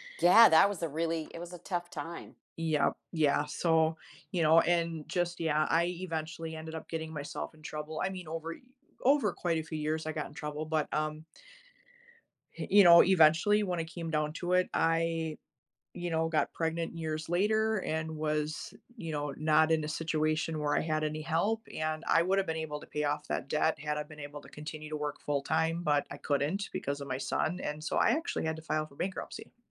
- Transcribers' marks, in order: other background noise
- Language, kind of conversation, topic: English, unstructured, Were you surprised by how much debt can grow?
- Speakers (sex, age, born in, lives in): female, 45-49, United States, United States; female, 60-64, United States, United States